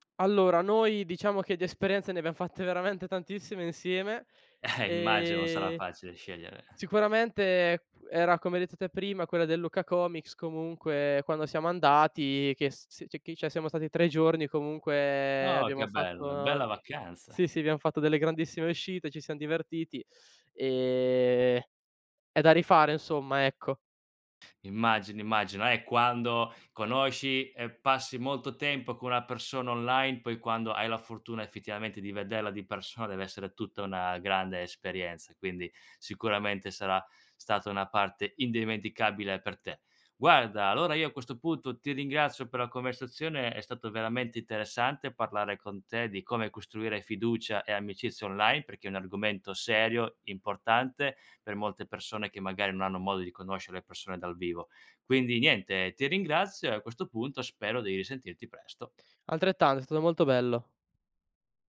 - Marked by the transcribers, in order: laughing while speaking: "Eh"; "cioè" said as "ceh"
- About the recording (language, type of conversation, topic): Italian, podcast, Come costruire fiducia online, sui social o nelle chat?